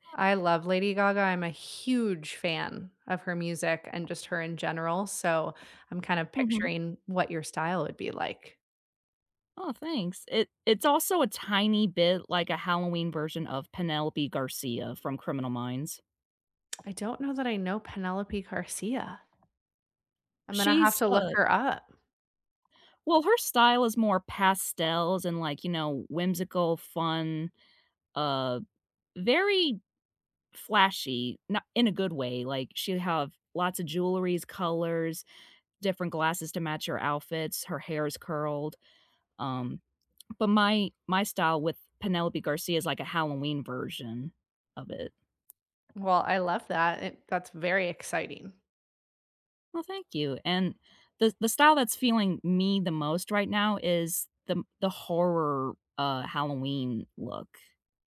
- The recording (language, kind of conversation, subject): English, unstructured, What part of your style feels most like you right now, and why does it resonate with you?
- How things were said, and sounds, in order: stressed: "huge"; other background noise; tapping